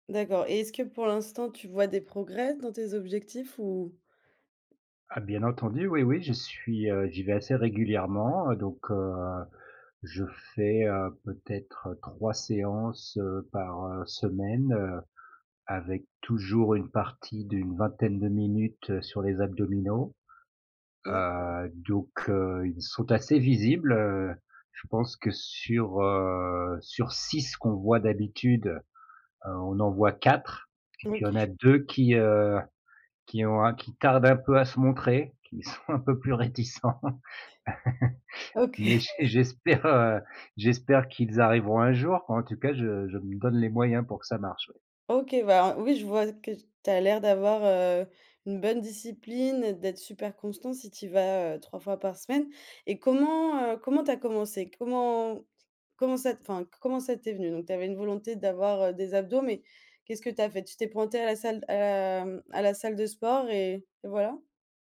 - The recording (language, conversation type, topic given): French, podcast, Quel loisir te passionne en ce moment ?
- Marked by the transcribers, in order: tapping; stressed: "six"; stressed: "quatre"; laughing while speaking: "sont un peu plus réticents. Mais j'e j'espère, heu"; chuckle; laughing while speaking: "OK"